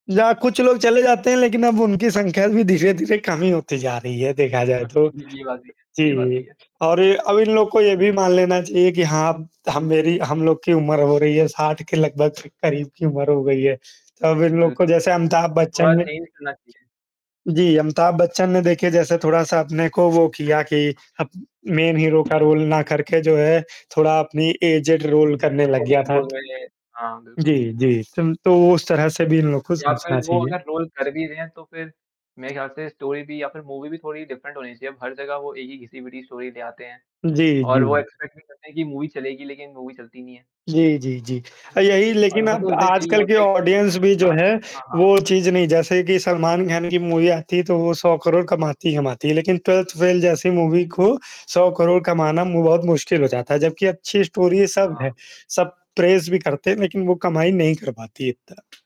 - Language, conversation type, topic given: Hindi, unstructured, आपके अनुसार, किसी फिल्म के पोस्टर का कितना महत्व होता है?
- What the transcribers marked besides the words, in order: static; distorted speech; in English: "चेंज"; in English: "मेन"; in English: "एज्ड रोल"; in English: "सपोर्टिंग रोल"; in English: "रोल"; in English: "स्टोरी"; in English: "मूवी"; in English: "डिफ़रेंट"; in English: "स्टोरी"; in English: "एक्सपेक्ट"; in English: "मूवी"; in English: "मूवी"; in English: "रोल बैक"; in English: "ऑडियंस"; in English: "मूवी"; in English: "ट्वेल्थ"; in English: "मूवी"; in English: "स्टोरी"; in English: "प्रेज़"; tapping